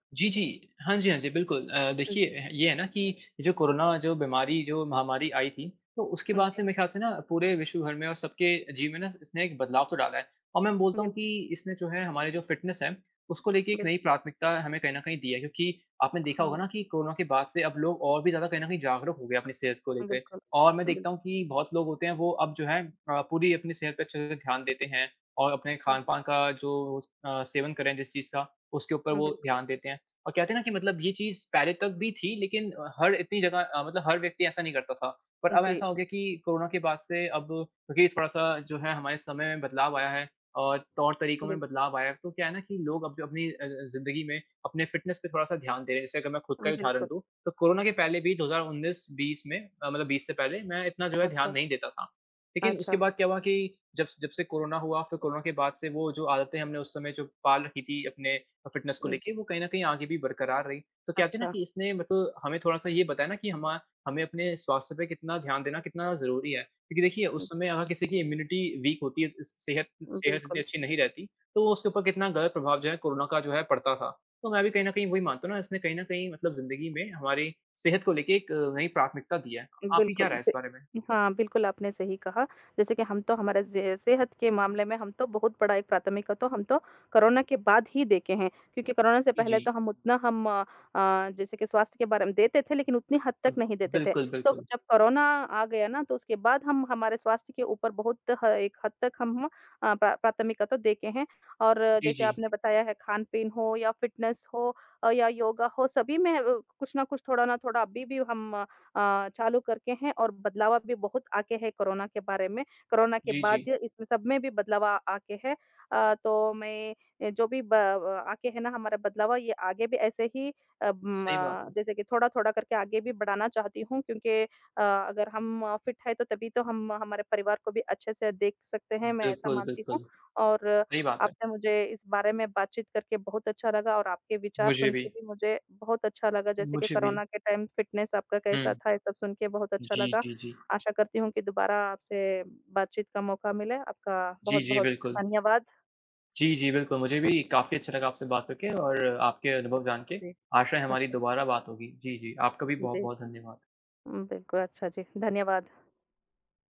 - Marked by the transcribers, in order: in English: "फ़िटनेस"; in English: "फ़िटनेस"; in English: "फ़िटनेस"; in English: "इम्यूनिटी वीक"; in English: "फिटनेस"; in English: "फ़िट"; in English: "टाइम फ़िटनेस"
- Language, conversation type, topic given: Hindi, unstructured, क्या कोरोना के बाद आपकी फिटनेस दिनचर्या में कोई बदलाव आया है?